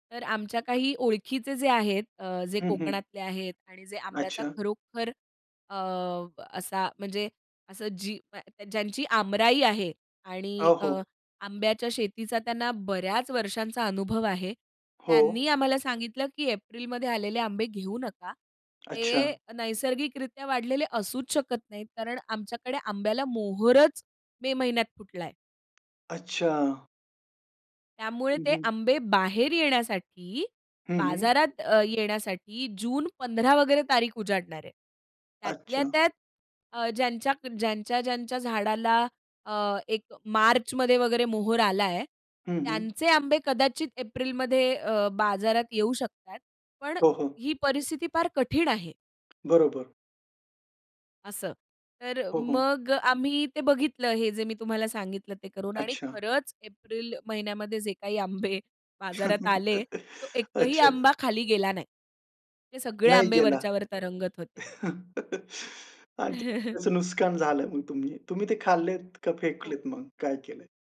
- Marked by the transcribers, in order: tapping; laughing while speaking: "आंबे"; chuckle; chuckle; "नुकसान" said as "नुस्कान"; chuckle
- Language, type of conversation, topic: Marathi, podcast, सेंद्रिय अन्न खरंच अधिक चांगलं आहे का?